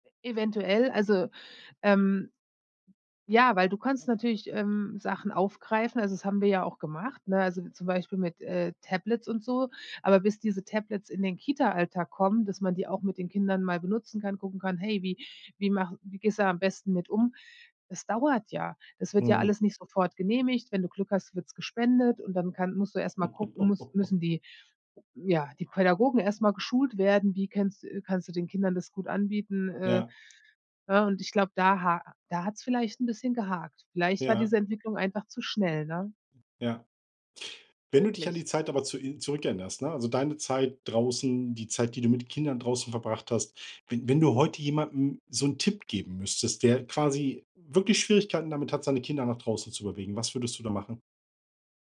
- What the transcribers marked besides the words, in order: laugh; other background noise
- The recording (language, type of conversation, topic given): German, podcast, Was war deine liebste Beschäftigung an Regentagen?